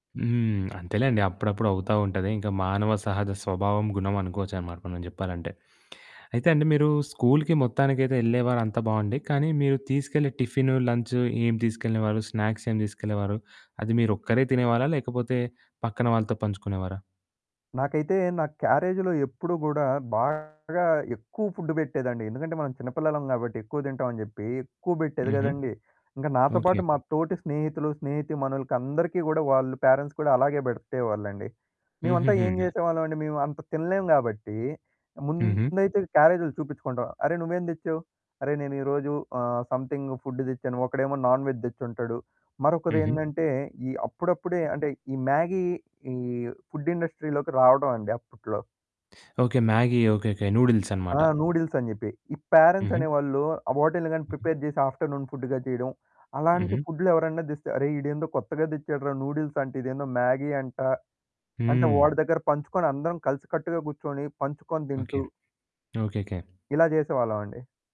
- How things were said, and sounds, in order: in English: "లంచ్"; in English: "స్నాక్స్"; in English: "క్యారేజ్‌లో"; distorted speech; in English: "పేరెంట్స్"; in English: "సమ్‌థింగ్"; in English: "నాన్‌వెజ్"; other background noise; in English: "ఫుడ్ ఇండస్ట్రీ‌లోకి"; teeth sucking; in English: "నూడిల్స్"; in English: "నూడిల్స్"; in English: "పేరెంట్స్"; in English: "ప్రిపేర్"; in English: "ఆఫ్టర్‌నూన్"; in English: "నూడిల్స్"
- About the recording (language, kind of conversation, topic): Telugu, podcast, స్కూల్‌కు తొలిసారి వెళ్లిన రోజు ఎలా గుర్తుండింది?